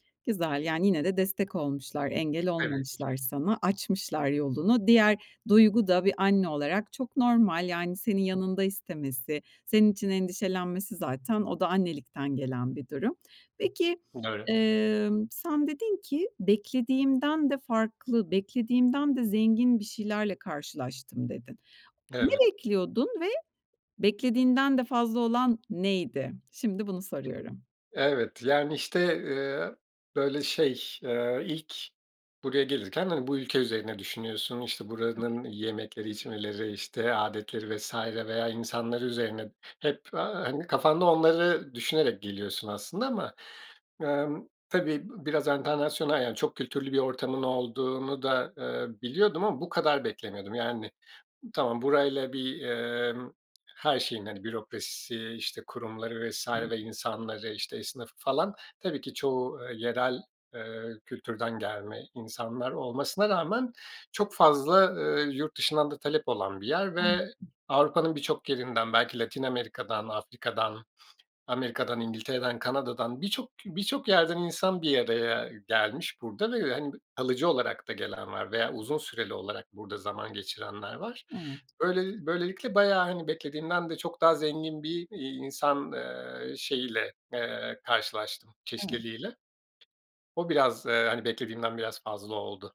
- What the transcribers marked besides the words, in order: other background noise; tapping; unintelligible speech
- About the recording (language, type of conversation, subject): Turkish, podcast, Çok kültürlü olmak seni nerede zorladı, nerede güçlendirdi?